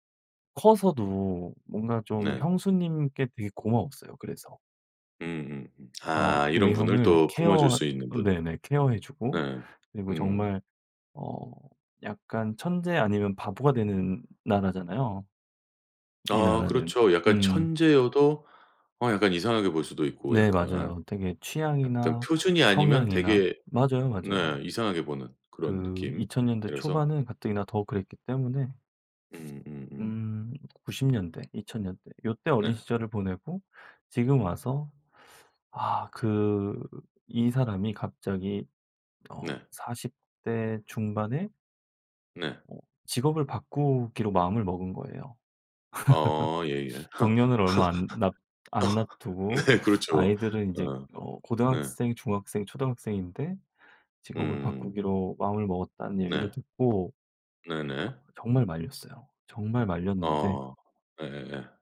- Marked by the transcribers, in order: other background noise; other noise; tapping; laugh; laughing while speaking: "네"
- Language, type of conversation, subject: Korean, podcast, 가족에게 진실을 말하기는 왜 어려울까요?